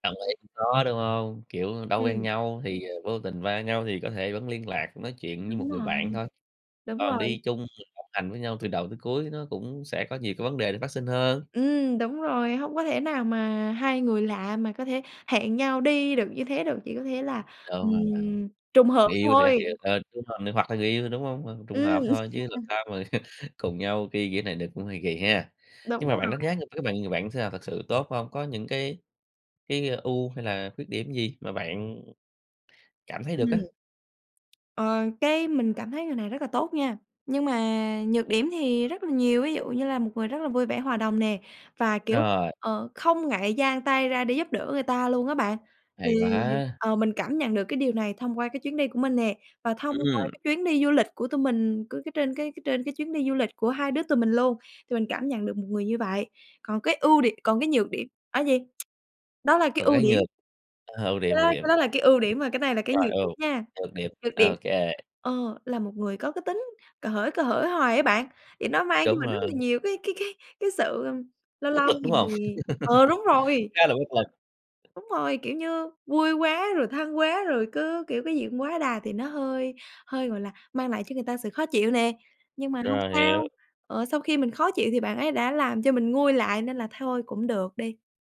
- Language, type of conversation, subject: Vietnamese, podcast, Bạn có kỷ niệm hài hước nào với người lạ trong một chuyến đi không?
- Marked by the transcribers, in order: laugh; tapping; other background noise; tsk; laughing while speaking: "cái cái"; laugh